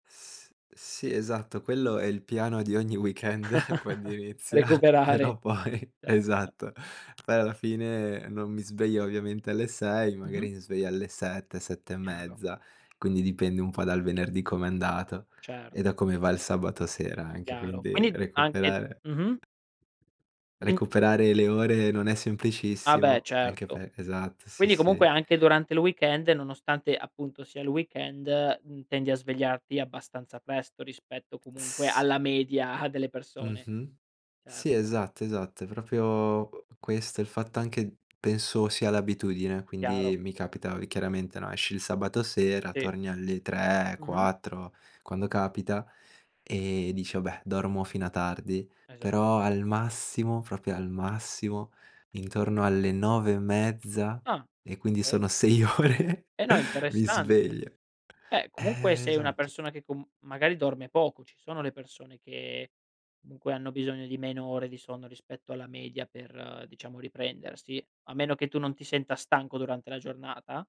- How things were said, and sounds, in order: chuckle; laughing while speaking: "Recuperare"; chuckle; laughing while speaking: "però poi, esatto"; other background noise; tapping; "proprio" said as "propio"; "proprio" said as "propio"; laughing while speaking: "ore"
- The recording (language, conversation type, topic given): Italian, podcast, Com’è la tua routine mattutina, dal momento in cui apri gli occhi a quando esci di casa?